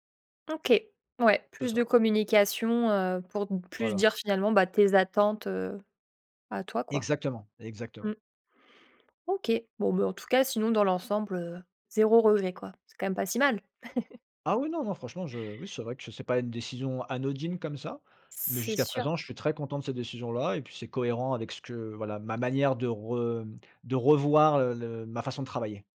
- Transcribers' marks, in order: chuckle
- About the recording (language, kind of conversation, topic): French, podcast, Comment décides-tu de quitter ton emploi ?
- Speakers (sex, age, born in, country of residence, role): female, 25-29, France, France, host; male, 35-39, France, France, guest